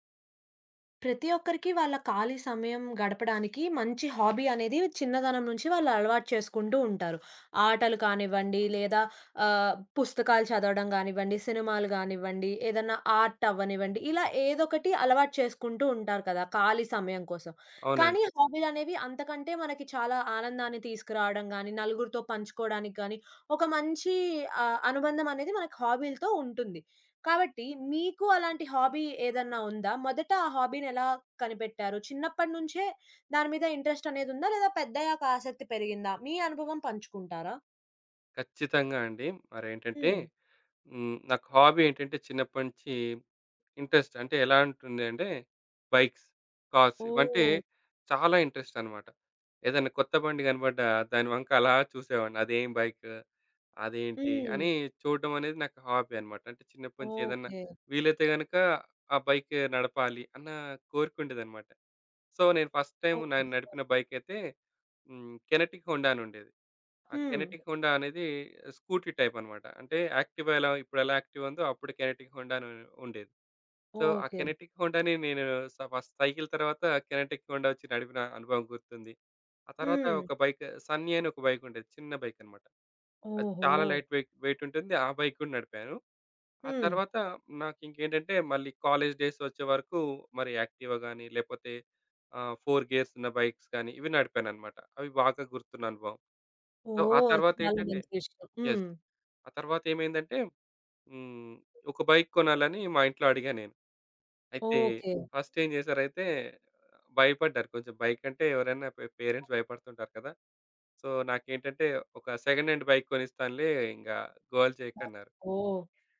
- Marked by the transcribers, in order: in English: "హాబీ"; other background noise; in English: "హాబీ"; tapping; in English: "హాబీని"; in English: "హాబీ"; in English: "ఇంట్రెస్ట్"; in English: "బైక్స్, కార్స్"; in English: "హాబీ"; in English: "బైక్"; in English: "సో"; in English: "ఫస్ట్"; in English: "కెనెటిక్ హోండా"; in English: "కెనెటిక్ హోండా"; in English: "స్కూటీ"; in English: "యాక్టివా"; in English: "కెనెటిక్ హోండా"; in English: "సో"; in English: "కెనెటిక్ హోండాని"; in English: "ఫస్ట్ సైకిల్"; in English: "కెనెటిక్ హోండా"; in English: "బైక్"; in English: "లైట్"; in English: "బైక్"; in English: "కాలేజ్ డేస్"; in English: "ఫోర్"; in English: "బైక్స్"; "బాగా" said as "బాతా"; in English: "సో"; in English: "యెస్"; in English: "బైక్"; in English: "బైక్"; in English: "పె పేరెంట్స్"; in English: "సో"; in English: "సెకండ్ హాండ్ బైక్"
- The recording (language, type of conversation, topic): Telugu, podcast, మీరు ఎక్కువ సమయం కేటాయించే హాబీ ఏది?